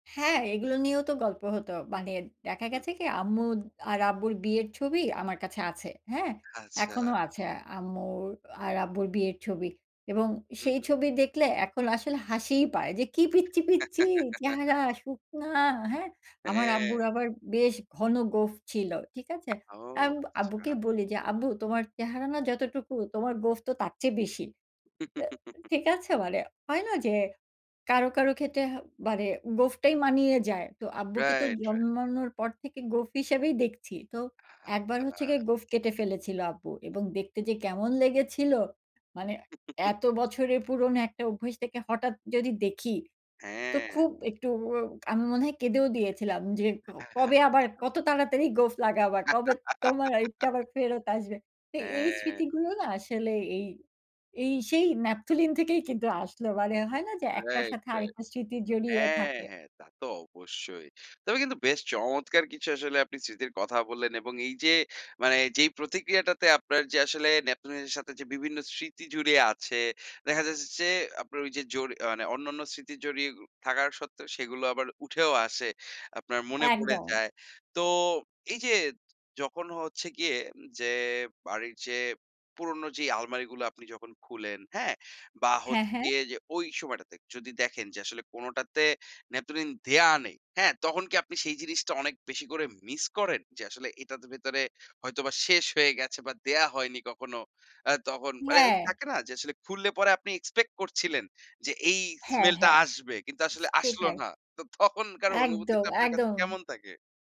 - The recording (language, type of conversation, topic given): Bengali, podcast, বাড়ির কোনো গন্ধ কি তোমার পুরোনো স্মৃতি জাগায়?
- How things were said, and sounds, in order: laugh; chuckle; chuckle; chuckle; chuckle; laughing while speaking: "তো এই স্মৃতিগুলো না আসলে এই, এই সেই ন্যাপথলিন থেকেই কিন্তু আসল"; laughing while speaking: "তো তখনকার অনুভূতিটা আপনার কাছে কেমন থাকে?"